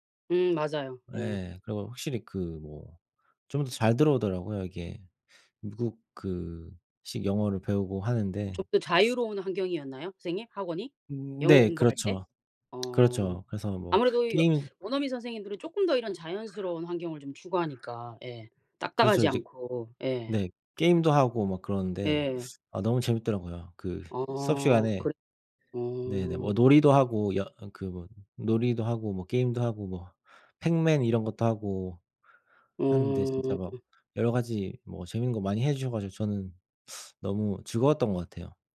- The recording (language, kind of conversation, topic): Korean, unstructured, 좋아하는 선생님이 있다면 어떤 점이 좋았나요?
- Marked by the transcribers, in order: teeth sucking; teeth sucking; other background noise; teeth sucking; teeth sucking